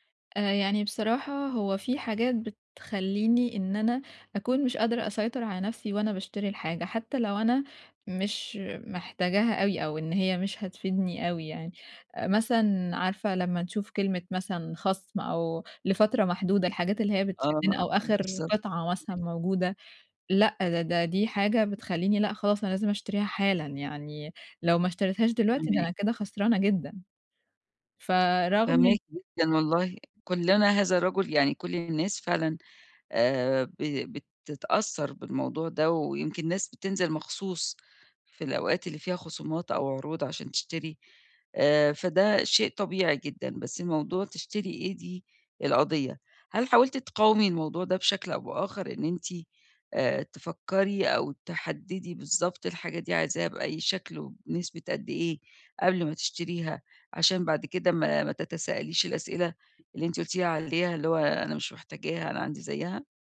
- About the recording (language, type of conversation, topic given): Arabic, advice, إزاي أفرق بين الحاجة الحقيقية والرغبة اللحظية وأنا بتسوق وأتجنب الشراء الاندفاعي؟
- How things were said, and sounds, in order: other noise; unintelligible speech; tapping; other background noise